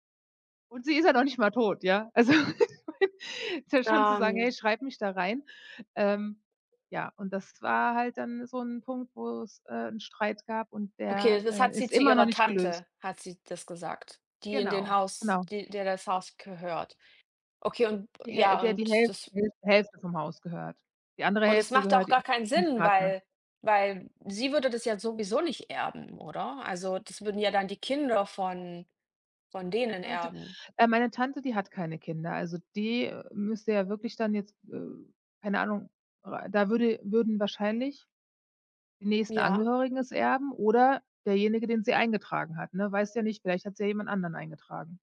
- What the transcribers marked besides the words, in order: laughing while speaking: "Also"
- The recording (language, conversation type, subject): German, unstructured, Wie gehst du mit Konflikten in der Familie um?